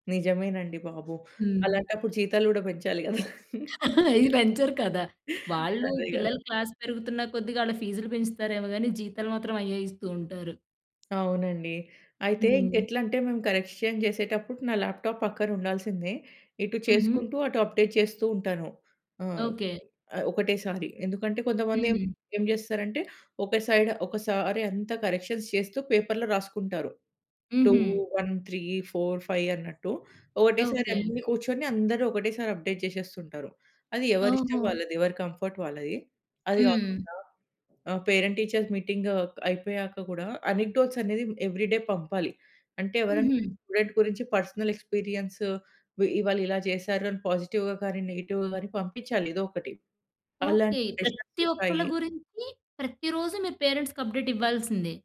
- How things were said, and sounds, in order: chuckle; in English: "క్లాస్"; tapping; in English: "కరెక్షన్"; in English: "ల్యాప్‌టాప్"; in English: "అప్‌డేట్"; other noise; in English: "సైడ్"; in English: "కరెక్షన్స్"; in English: "పేపర్‌లో"; in English: "టూ, వన్, త్రీ, ఫోర్, ఫైవ్"; in English: "అప్‌డేట్"; in English: "కంఫర్ట్"; in English: "పేరెంట్ టీచర్"; in English: "అనెక్‌డోట్స్"; in English: "ఎవ్రీడే"; in English: "స్టూడెంట్"; in English: "పర్సనల్"; in English: "పాజిటివ్‌గా"; in English: "నెగెటివ్‌గా"; in English: "సెష్‌న్స్"; in English: "పేరెంట్స్‌కి అప్‌డేట్"
- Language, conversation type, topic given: Telugu, podcast, పని తర్వాత విశ్రాంతి పొందడానికి మీరు సాధారణంగా ఏమి చేస్తారు?